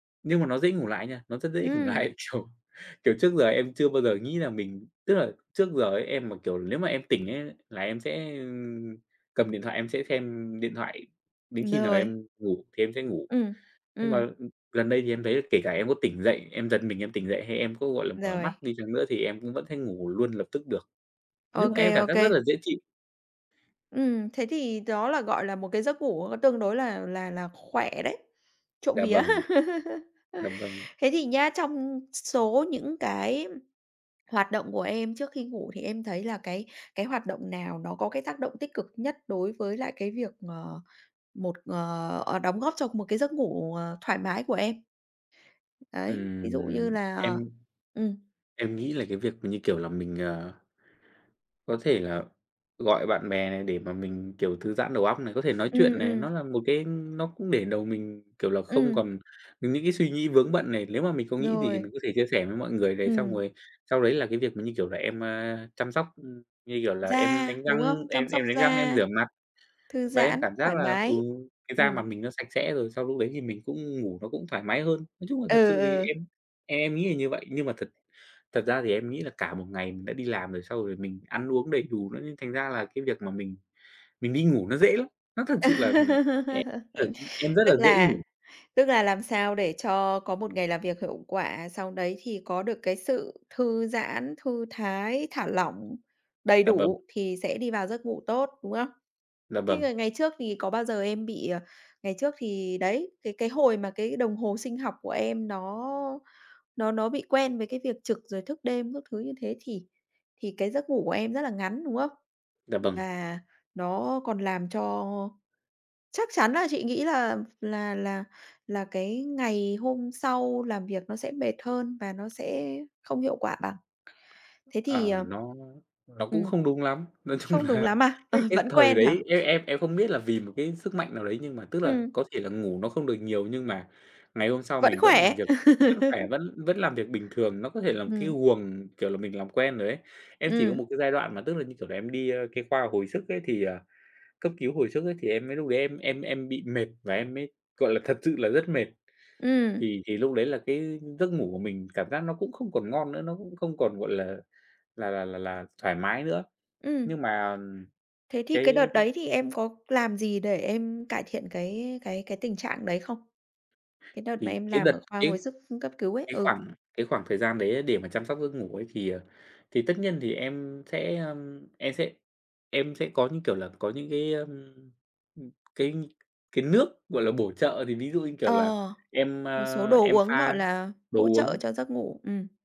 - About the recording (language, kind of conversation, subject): Vietnamese, podcast, Bạn chăm sóc giấc ngủ hằng ngày như thế nào, nói thật nhé?
- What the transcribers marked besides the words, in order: laughing while speaking: "ngủ lại"; tapping; chuckle; other background noise; laugh; laughing while speaking: "Nói chung là"; laugh; other noise